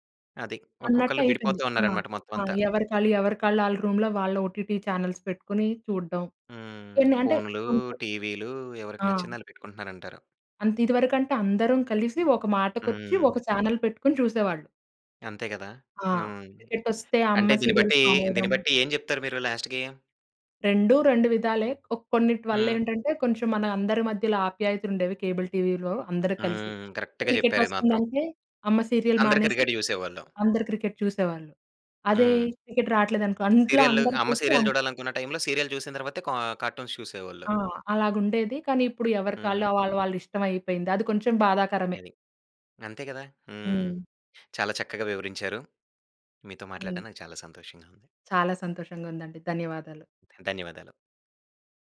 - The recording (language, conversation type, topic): Telugu, podcast, స్ట్రీమింగ్ సేవలు కేబుల్ టీవీకన్నా మీకు బాగా నచ్చేవి ఏవి, ఎందుకు?
- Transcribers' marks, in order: in English: "రూమ్‌లో"; in English: "ఒటిటి చానెల్స్"; other background noise; in English: "చానెల్"; in English: "సీరియల్స్"; in English: "లాస్ట్‌కీ?"; in English: "కరెక్ట్‌గా"; tapping; in English: "సీరియల్"; in English: "టైంలో సీరియల్"; in English: "కార్టూన్స్"